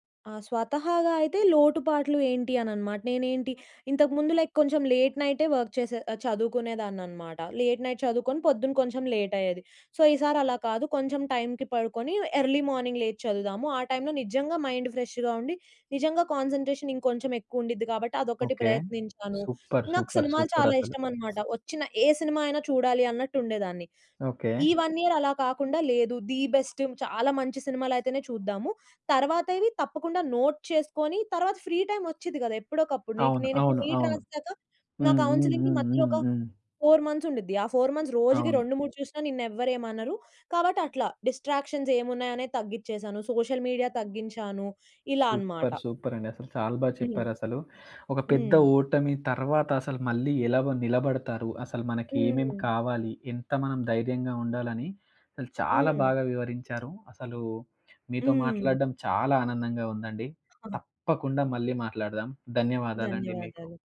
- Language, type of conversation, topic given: Telugu, podcast, మీరు ఒక పెద్ద ఓటమి తర్వాత మళ్లీ ఎలా నిలబడతారు?
- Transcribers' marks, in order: in English: "లైక్"; in English: "వర్క్"; in English: "లేట్ నైట్"; in English: "లేట్"; in English: "సో"; in English: "ఎర్లీ మార్నింగ్"; in English: "మైండ్ ఫ్రెష్‌గా"; in English: "కాన్సన్‌ట్రేషన్"; in English: "సూపర్. సూపర్. సూపర్"; other background noise; in English: "వన్ ఇయర్"; in English: "ది బెస్ట్"; in English: "నోట్"; in English: "ఫ్రీ టైమ్"; in English: "నీట్"; in English: "కౌన్సెలింగ్‌కి"; in English: "ఫోర్ మంత్స్"; in English: "ఫోర్ మంత్స్"; in English: "డిస్ట్రాక్షన్స్"; in English: "సోషల్ మీడియా"; in English: "సూపర్"; giggle